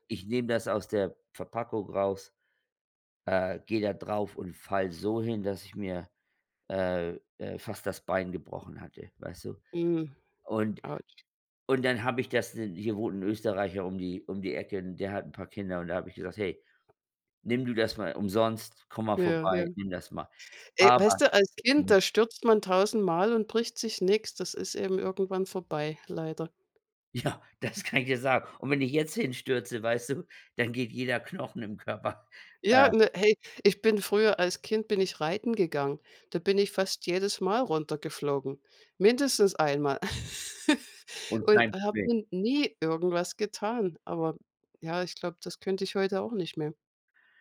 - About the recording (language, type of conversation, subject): German, unstructured, Was war das ungewöhnlichste Transportmittel, das du je benutzt hast?
- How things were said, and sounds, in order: other background noise; laughing while speaking: "Ja, das"; laughing while speaking: "Körper"; laugh